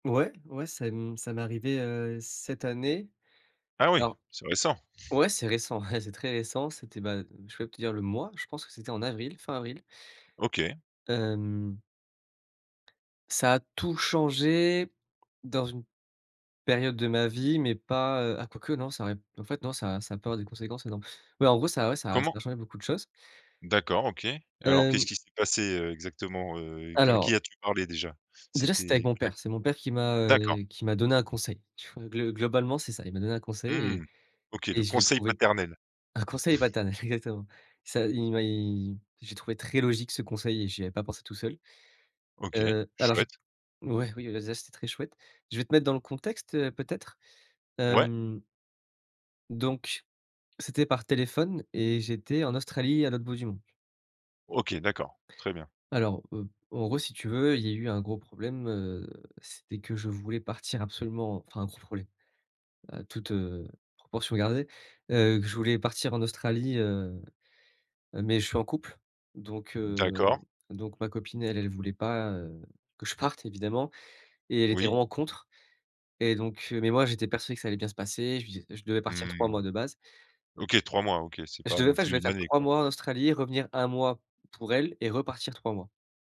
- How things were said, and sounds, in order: chuckle; tapping
- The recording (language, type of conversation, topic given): French, podcast, Peux-tu raconter une fois où une simple conversation a tout changé pour toi ?